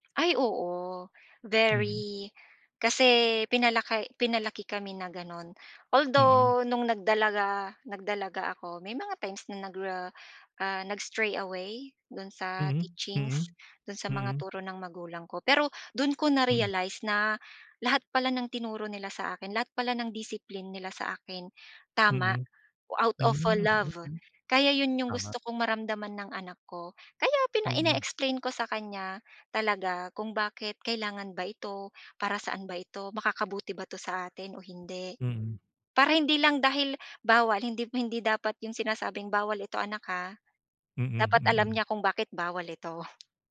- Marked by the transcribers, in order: other background noise; in English: "out of love"; tapping; "hindi" said as "hindip"
- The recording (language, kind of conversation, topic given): Filipino, podcast, Paano ba magtatakda ng malinaw na hangganan sa pagitan ng magulang at anak?